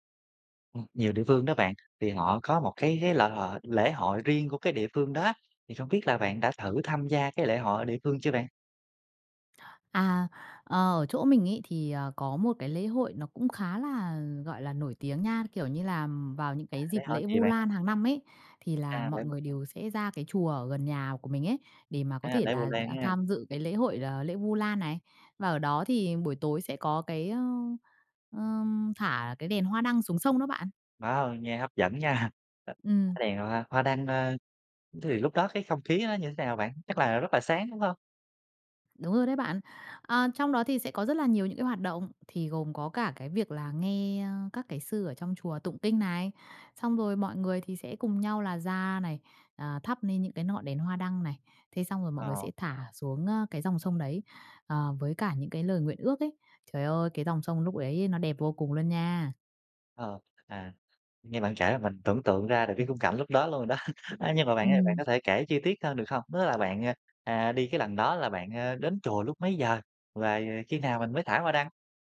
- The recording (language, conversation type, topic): Vietnamese, podcast, Bạn có thể kể về một lần bạn thử tham gia lễ hội địa phương không?
- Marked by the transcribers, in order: tapping; other background noise; laughing while speaking: "nha"; "ngọn" said as "nọn"; laughing while speaking: "đó"